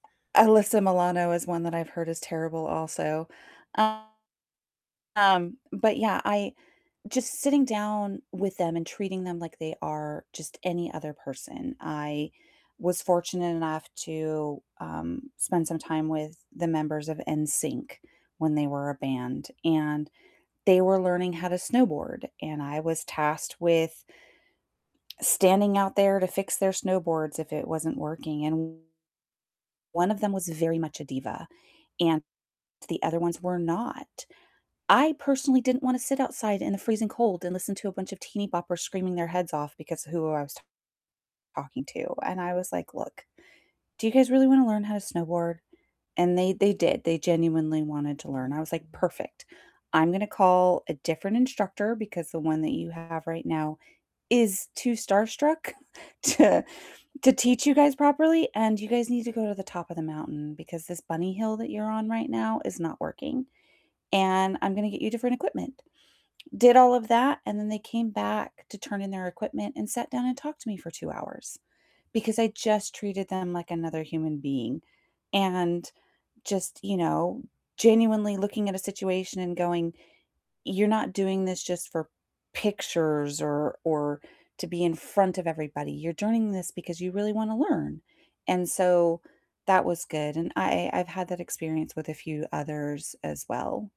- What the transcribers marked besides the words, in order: tapping; distorted speech; chuckle; laughing while speaking: "to"
- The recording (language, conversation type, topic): English, unstructured, If you could have coffee with any celebrity, who would you choose, why, and what would you talk about?
- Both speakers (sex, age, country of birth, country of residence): female, 45-49, United States, United States; male, 55-59, United States, United States